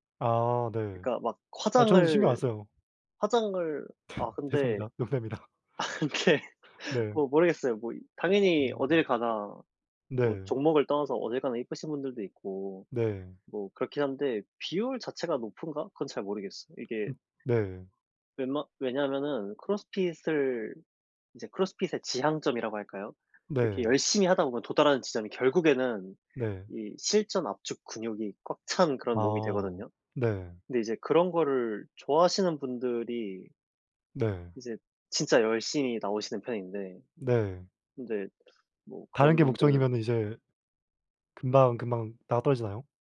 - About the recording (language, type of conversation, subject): Korean, unstructured, 운동을 하면서 자신감이 생겼던 경험이 있나요?
- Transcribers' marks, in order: other background noise; laughing while speaking: "아 근데"; laugh; laughing while speaking: "농담입니다"; tapping